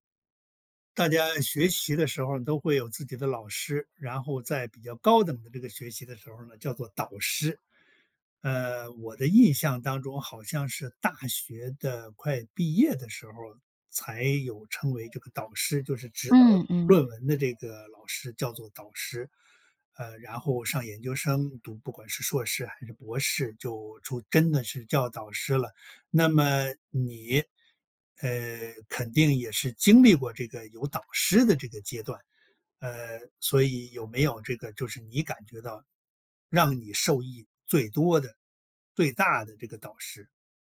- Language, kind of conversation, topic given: Chinese, podcast, 你受益最深的一次导师指导经历是什么？
- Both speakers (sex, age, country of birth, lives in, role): female, 30-34, China, United States, guest; male, 70-74, China, United States, host
- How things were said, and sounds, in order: none